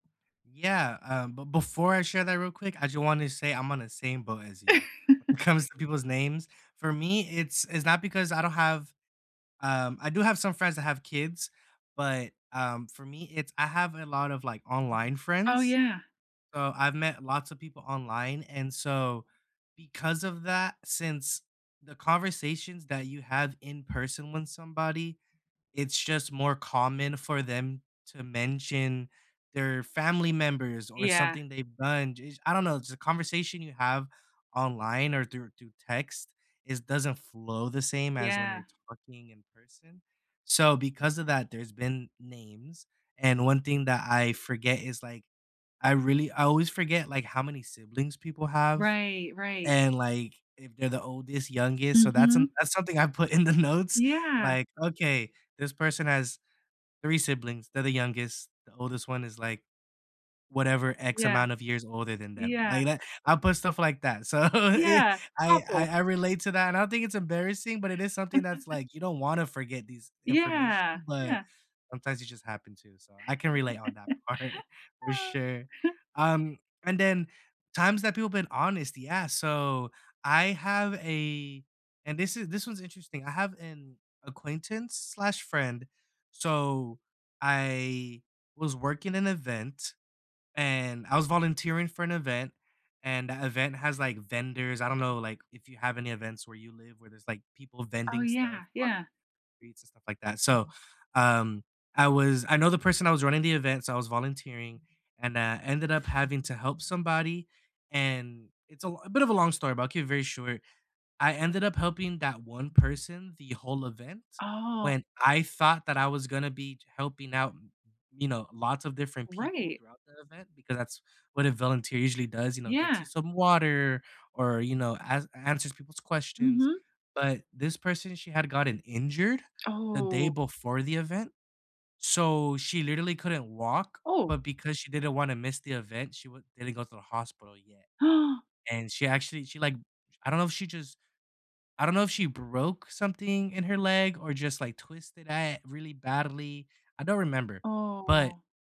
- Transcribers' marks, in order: other background noise; laugh; laughing while speaking: "when it"; laughing while speaking: "put in the notes"; laughing while speaking: "So, eh"; laugh; laugh; laughing while speaking: "part"; other noise; gasp; stressed: "broke"; drawn out: "Aw"
- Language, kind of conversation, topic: English, unstructured, What are some simple daily ways to build and maintain trust with friends and family?
- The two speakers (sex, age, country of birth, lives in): female, 45-49, United States, United States; male, 25-29, United States, United States